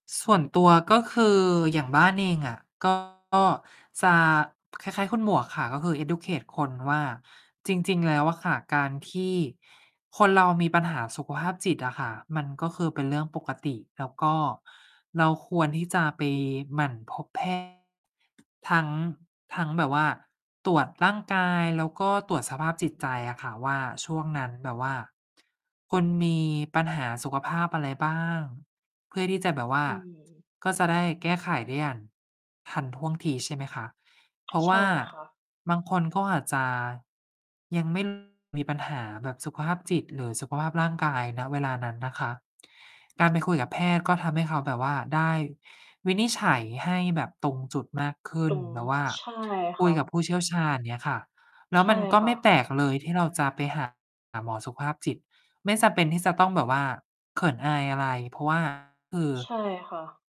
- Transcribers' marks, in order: distorted speech; other background noise; in English: "educate"; tapping
- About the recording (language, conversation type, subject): Thai, unstructured, ทำไมบางคนยังมองว่าคนที่มีปัญหาสุขภาพจิตเป็นคนอ่อนแอ?